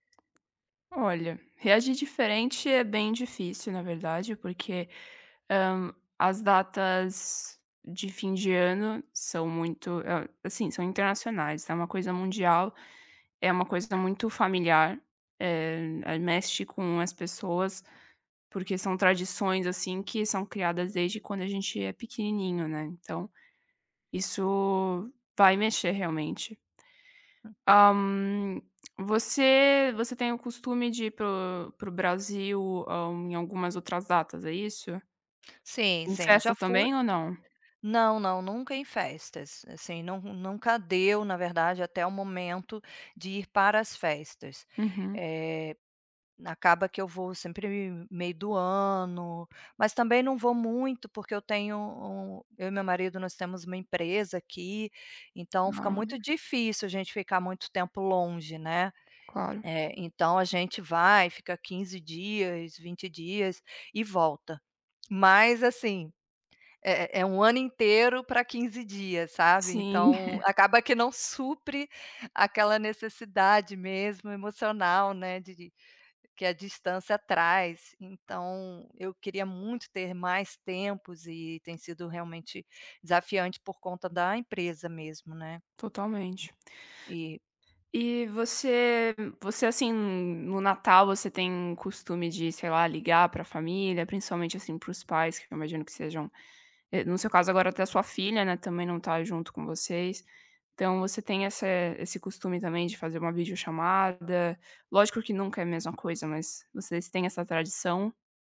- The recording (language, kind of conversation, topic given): Portuguese, advice, Como posso lidar com a saudade do meu ambiente familiar desde que me mudei?
- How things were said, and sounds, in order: other background noise; tapping; chuckle